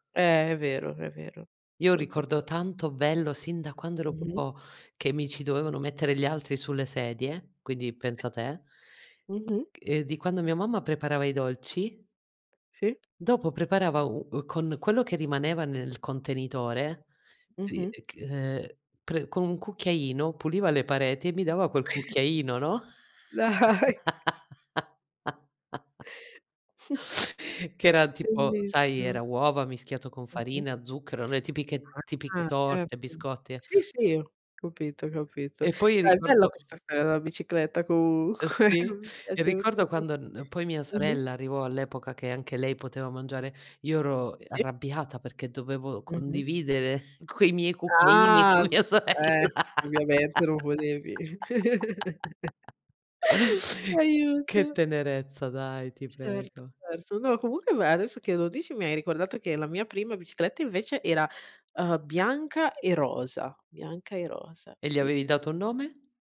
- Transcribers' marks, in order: "proprio" said as "propo"; tapping; other background noise; other noise; drawn out: "Dai"; laughing while speaking: "Dai"; laugh; chuckle; laughing while speaking: "comunque"; drawn out: "Ah!"; laughing while speaking: "mia sorella"; chuckle; laugh
- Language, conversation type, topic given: Italian, unstructured, Qual è il ricordo più felice della tua infanzia?